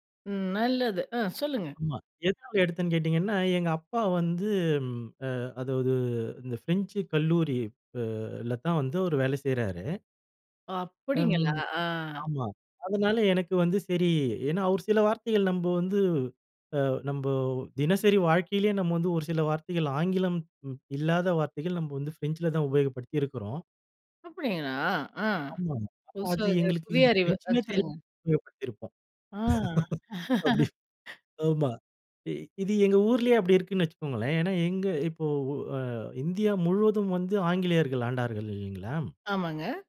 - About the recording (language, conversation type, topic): Tamil, podcast, மொழியை உயிரோடே வைத்திருக்க நீங்கள் என்ன செய்யப் போகிறீர்கள்?
- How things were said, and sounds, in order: laugh